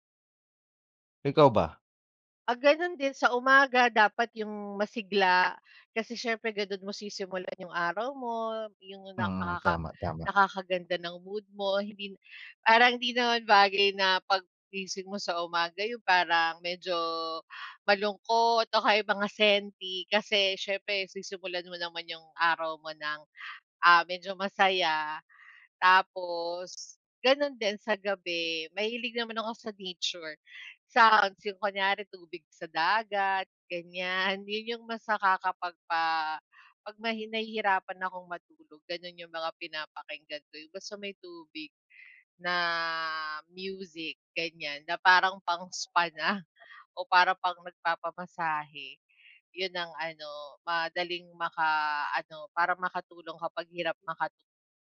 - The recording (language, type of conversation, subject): Filipino, unstructured, Paano nakaaapekto ang musika sa iyong araw-araw na buhay?
- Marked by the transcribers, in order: tapping; laughing while speaking: "na"